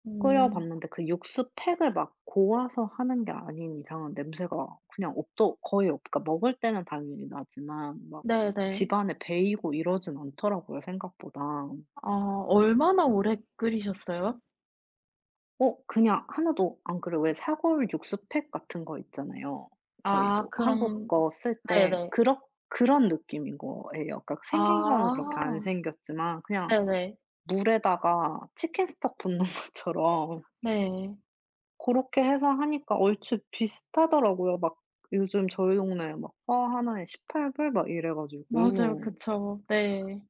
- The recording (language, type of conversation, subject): Korean, unstructured, 가족과 함께 즐겨 먹는 음식은 무엇인가요?
- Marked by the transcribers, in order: tapping; background speech; other background noise; laughing while speaking: "붓는 것처럼"; put-on voice: "포"